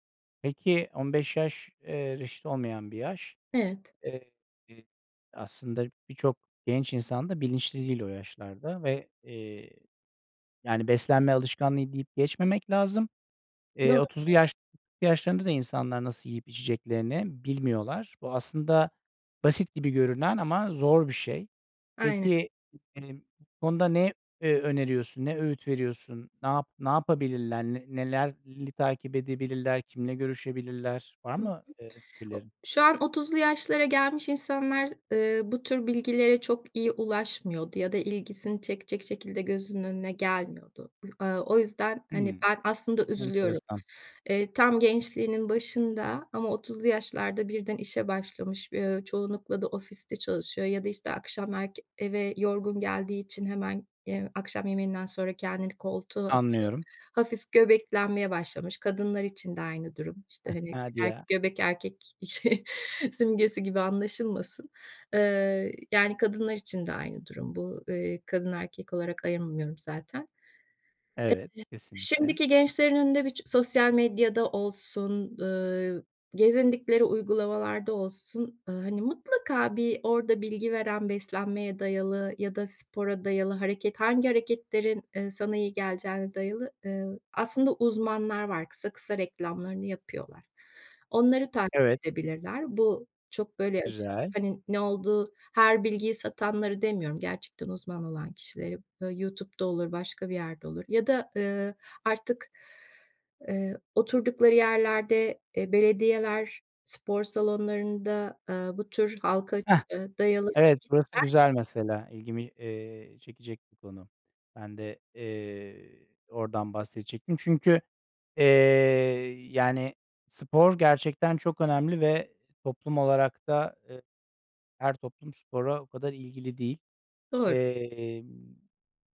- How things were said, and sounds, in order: other background noise; other noise; chuckle; laughing while speaking: "şey"; unintelligible speech
- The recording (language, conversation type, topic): Turkish, podcast, Gençlere vermek istediğiniz en önemli öğüt nedir?